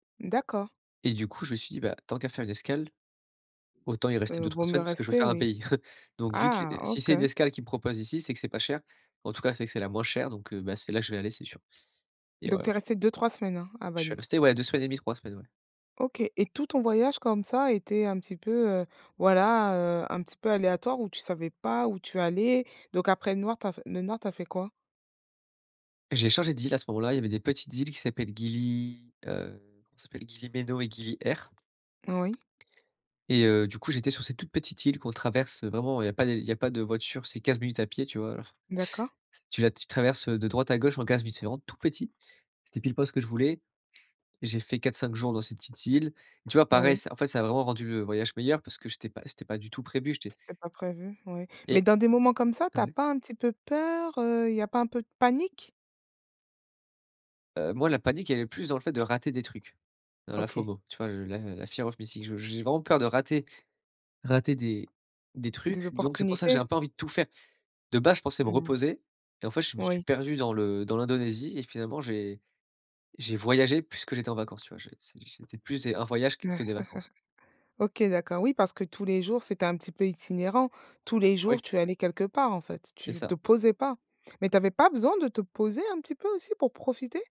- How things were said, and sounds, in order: tapping; chuckle; other background noise; chuckle; in English: "fear of missing"; stressed: "voyagé"; chuckle; stressed: "posais"
- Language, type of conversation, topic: French, podcast, Raconte un moment où tu t’es perdu(e) et où ça a rendu le voyage encore meilleur ?